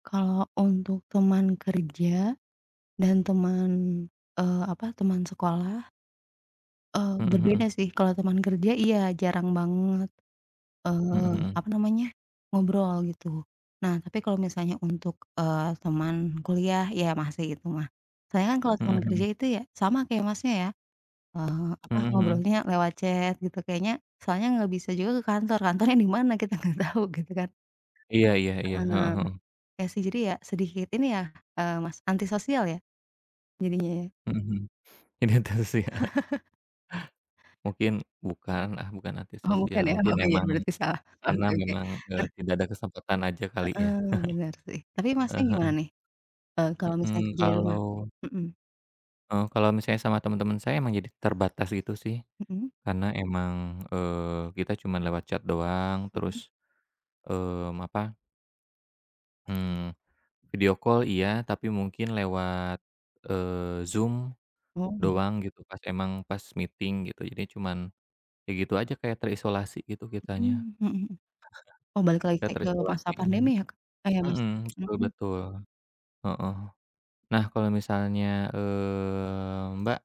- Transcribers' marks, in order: tapping; in English: "chat"; laughing while speaking: "Kantornya di mana, kita nggak tahu"; other background noise; chuckle; laughing while speaking: "iya"; chuckle; in English: "chat"; in English: "video call"; in English: "meeting"; alarm; drawn out: "eee"
- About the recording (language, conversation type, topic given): Indonesian, unstructured, Apa pendapatmu tentang bekerja dari rumah?